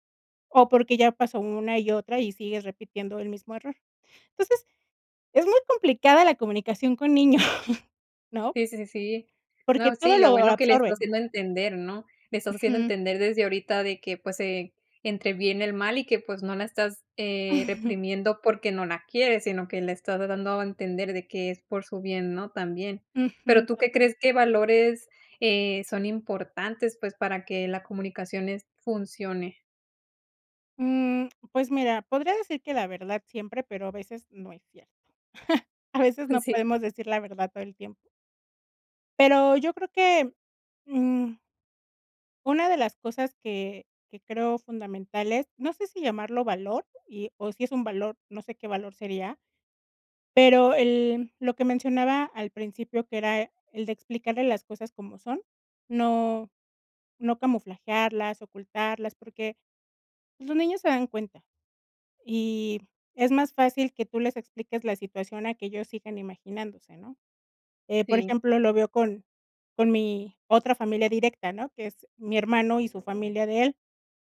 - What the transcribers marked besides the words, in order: chuckle; chuckle; chuckle
- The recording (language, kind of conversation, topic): Spanish, podcast, ¿Cómo describirías una buena comunicación familiar?